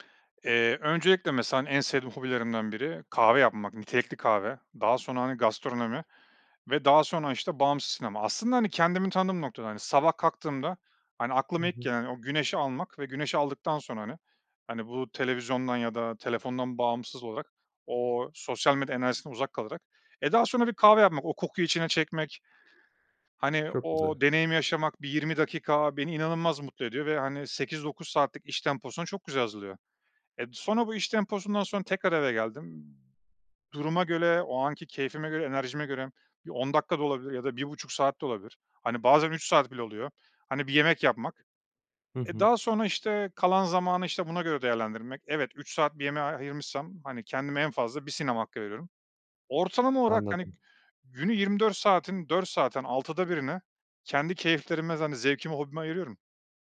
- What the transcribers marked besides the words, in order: none
- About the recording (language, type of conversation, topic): Turkish, podcast, Yeni bir hobiye zaman ayırmayı nasıl planlarsın?